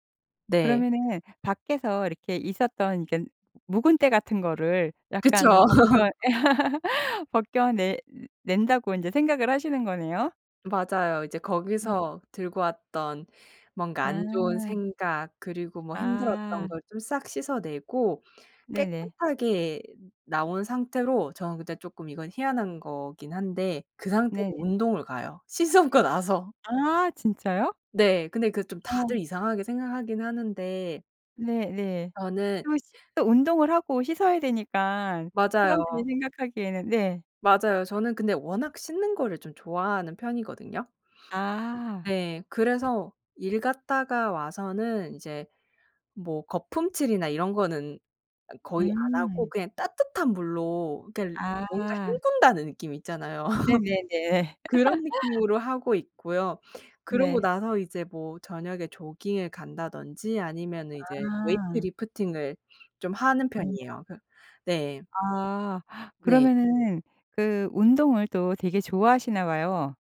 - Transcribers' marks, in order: laugh; other background noise; tapping; laugh; laugh; in English: "weight lifting을"
- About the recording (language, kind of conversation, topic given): Korean, podcast, 일 끝나고 진짜 쉬는 법은 뭐예요?